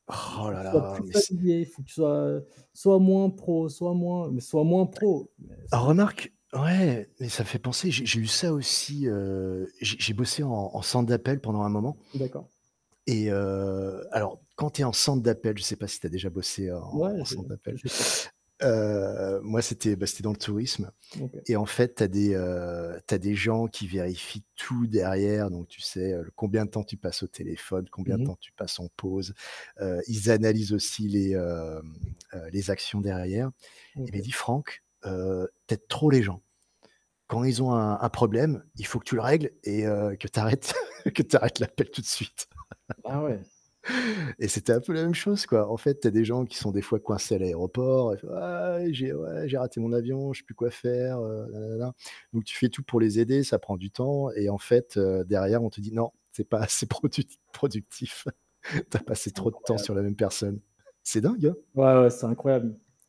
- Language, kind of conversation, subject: French, unstructured, Comment prends-tu soin de ta santé mentale ?
- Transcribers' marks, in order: static; distorted speech; chuckle; laughing while speaking: "que tu arrêtes l'appel tout de suite"; other background noise; laugh; laughing while speaking: "assez produti productif"; chuckle; chuckle; tapping